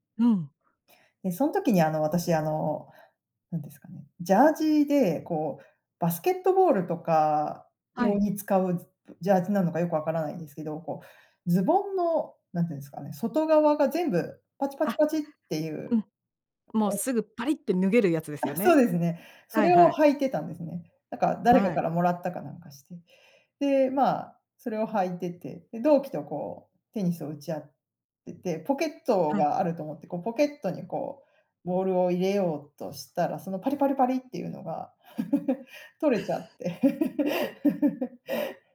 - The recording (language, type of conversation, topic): Japanese, podcast, あなたがこれまでで一番恥ずかしかった経験を聞かせてください。
- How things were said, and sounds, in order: laugh